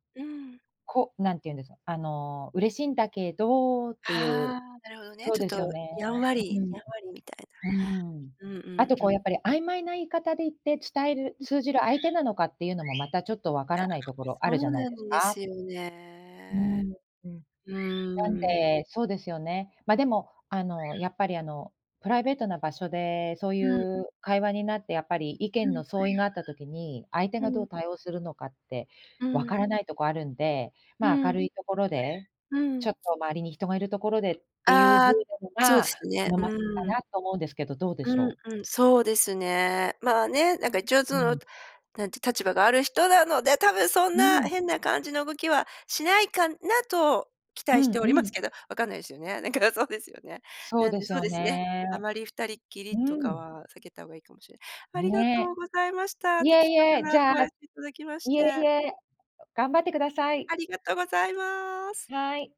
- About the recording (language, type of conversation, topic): Japanese, advice, 人間関係で意見を言うのが怖くて我慢してしまうのは、どうすれば改善できますか？
- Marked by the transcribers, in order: bird; tapping; other background noise